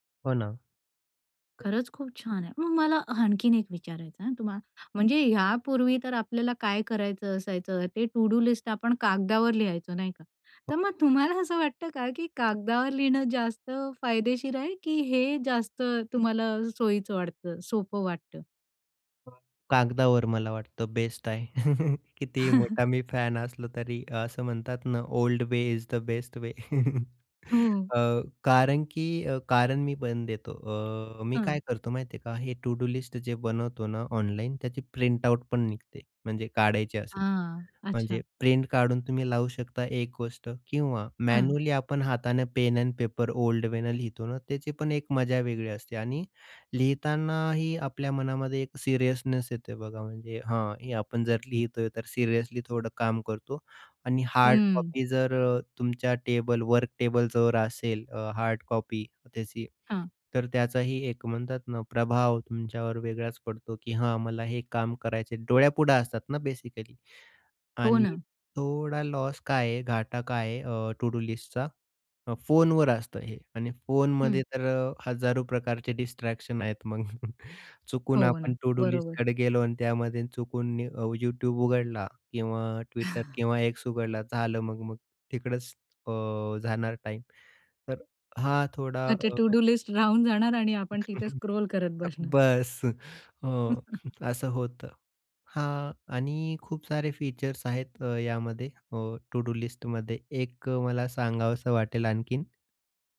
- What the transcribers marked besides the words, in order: other noise; in English: "टू-डू लिस्ट"; tapping; other background noise; chuckle; in English: "ओल्ड वे इज द बेस्ट वे"; chuckle; in English: "टू-डू लिस्ट"; in English: "मॅन्युअली"; in English: "बेसिकली"; in English: "टू-डू लिस्टचा"; in English: "डिस्ट्रॅक्शन"; chuckle; in English: "टू-डू लिस्टकडे"; chuckle; in English: "टू-डू लिस्ट"; chuckle; in English: "स्क्रोल"; chuckle; in English: "टू-डू लिस्टमध्ये"
- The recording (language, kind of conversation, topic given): Marathi, podcast, प्रभावी कामांची यादी तुम्ही कशी तयार करता?